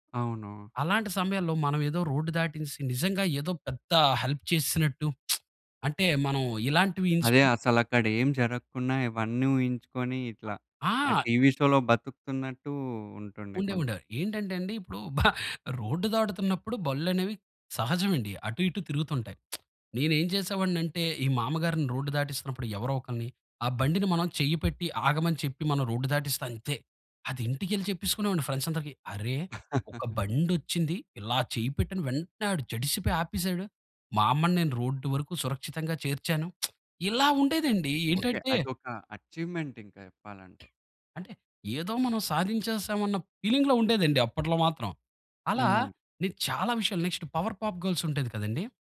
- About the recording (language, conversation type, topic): Telugu, podcast, చిన్నతనంలో మీరు చూసిన కార్టూన్లు మీపై ఎలా ప్రభావం చూపాయి?
- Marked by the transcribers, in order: in English: "రోడ్"; in English: "హెల్ప్"; lip smack; in English: "టీవీ షోలో"; lip smack; in English: "ఫ్రెండ్స్"; laugh; lip smack; in English: "అచీవ్‌మెంట్"; other background noise; in English: "ఫీలింగ్‌లో"; in English: "నెక్స్ట్"